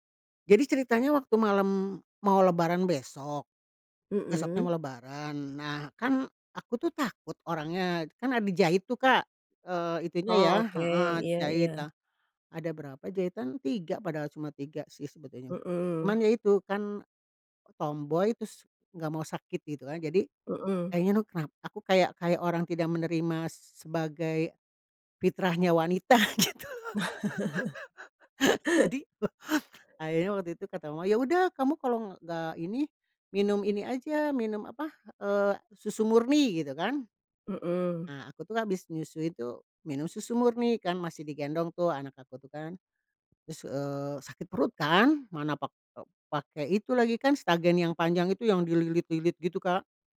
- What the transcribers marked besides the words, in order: "tus" said as "terus"; laughing while speaking: "wanita gitu. Jadi"; laugh
- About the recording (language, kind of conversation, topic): Indonesian, podcast, Bagaimana rasanya saat pertama kali kamu menjadi orang tua?